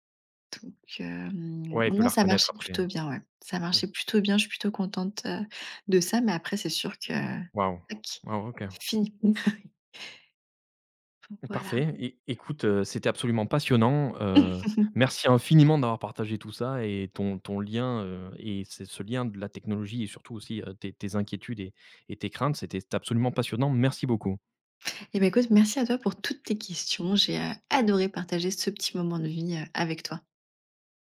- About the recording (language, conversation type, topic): French, podcast, Comment la technologie transforme-t-elle les liens entre grands-parents et petits-enfants ?
- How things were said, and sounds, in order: chuckle; laughing while speaking: "Oui"; laugh; other background noise; stressed: "adoré"